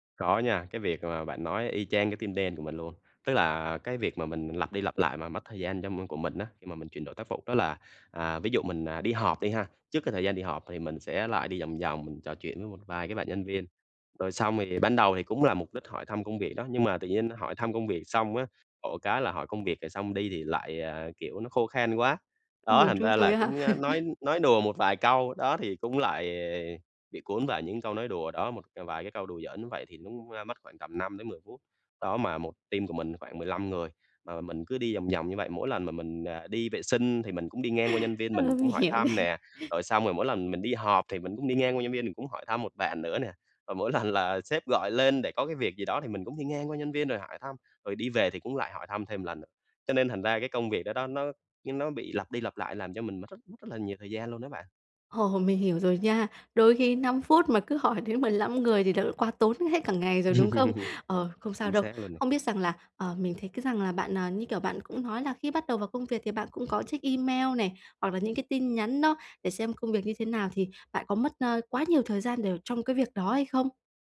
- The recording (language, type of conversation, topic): Vietnamese, advice, Làm sao để giảm thời gian chuyển đổi giữa các công việc?
- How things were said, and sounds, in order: chuckle; other background noise; laughing while speaking: "mình hiểu này"; laughing while speaking: "lần"; laughing while speaking: "hỏi đến"; tapping; laugh